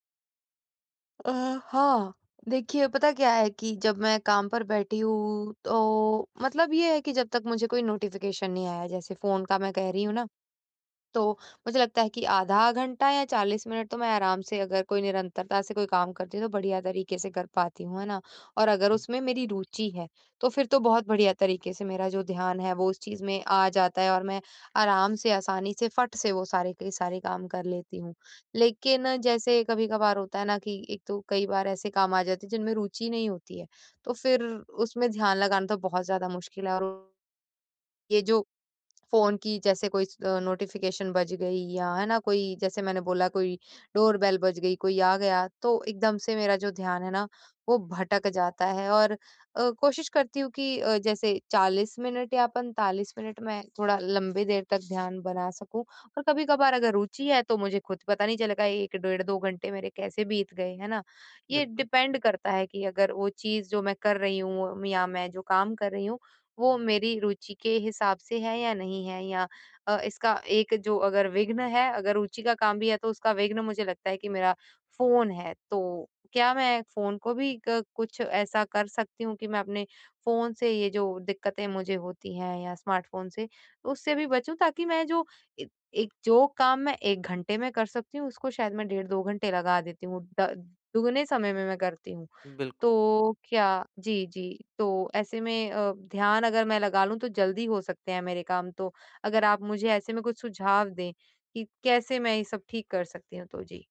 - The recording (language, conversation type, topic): Hindi, advice, काम करते समय ध्यान भटकने से मैं खुद को कैसे रोकूँ और एकाग्रता कैसे बढ़ाऊँ?
- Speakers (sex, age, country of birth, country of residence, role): female, 25-29, India, India, user; male, 25-29, India, India, advisor
- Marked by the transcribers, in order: in English: "नोटिफ़िकेशन"; in English: "ओके"; in English: "नोटिफ़िकेशन"; in English: "डोर बेल"; other background noise; in English: "डिपेंड"